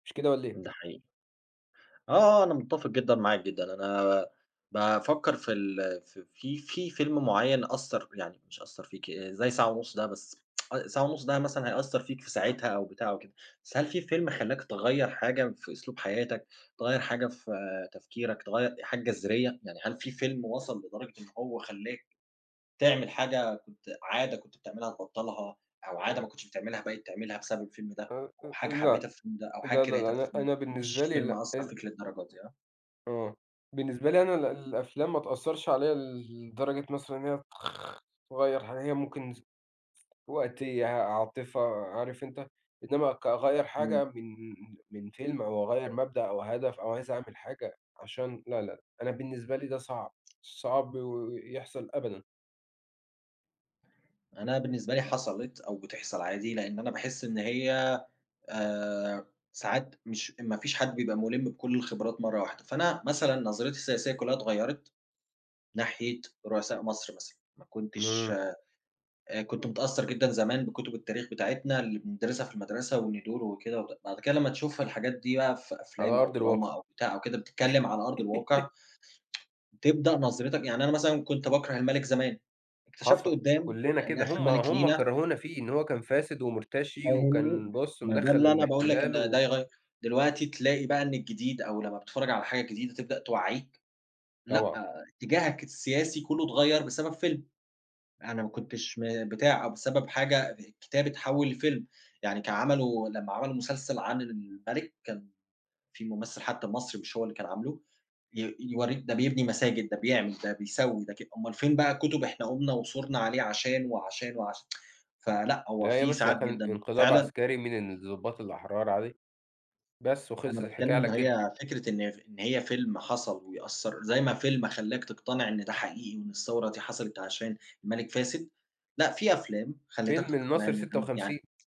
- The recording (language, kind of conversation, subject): Arabic, unstructured, إزاي قصص الأفلام بتأثر على مشاعرك؟
- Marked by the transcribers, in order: tsk; tapping; other background noise; unintelligible speech; giggle; tsk